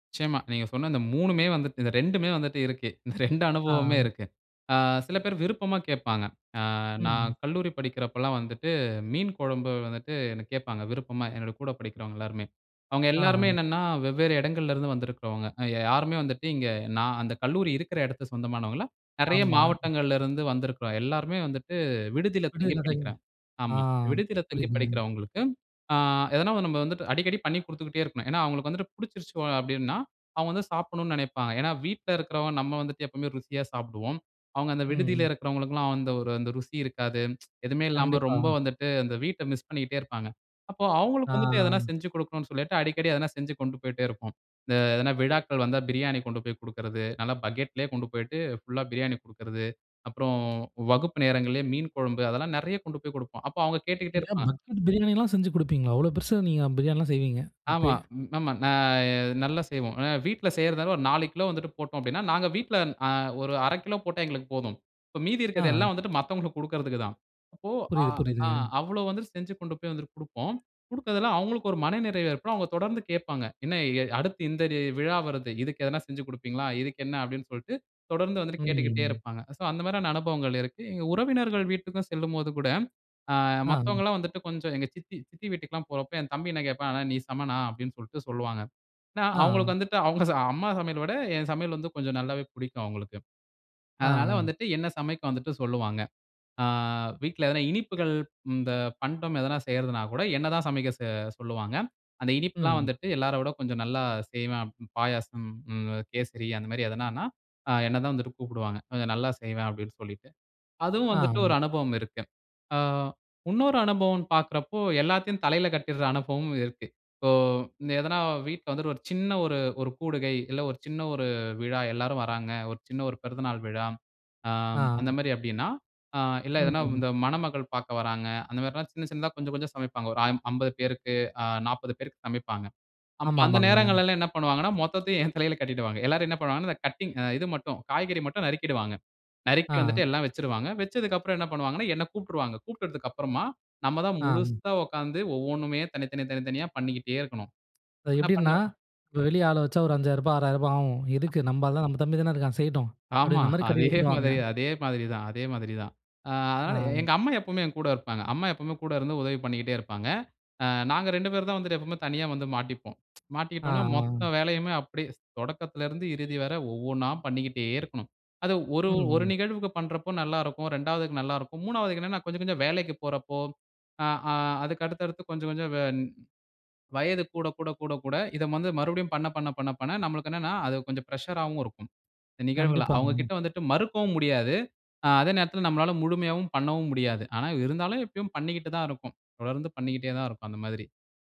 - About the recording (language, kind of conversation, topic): Tamil, podcast, சமையல் உங்கள் மனநிறைவை எப்படி பாதிக்கிறது?
- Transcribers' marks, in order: laughing while speaking: "இந்த ரெண்டு அனுபவமே இருக்கு"; lip smack; in English: "மிஸ்"; in English: "பக்கெட்"; other street noise; other background noise; surprised: "நீங்க பக்கெட் பிரியாணி எல்லாம் செஞ்சி குடுப்பீங்களா?"; in English: "பக்கெட்"; drawn out: "நா"; in English: "டே"; drawn out: "ம்"; in English: "சோ"; "இன்னொரு" said as "உன்னொரு"; laughing while speaking: "மொத்தத்தையும் என் தலையில கட்டிடுவாங்க"; in English: "கட்டிங்"; laughing while speaking: "ஆமா. அதே மாதிரி அதே மாதிரி தான் அதே மாதிரி தான்"; tsk; horn; swallow; in English: "பிரஷராவும்"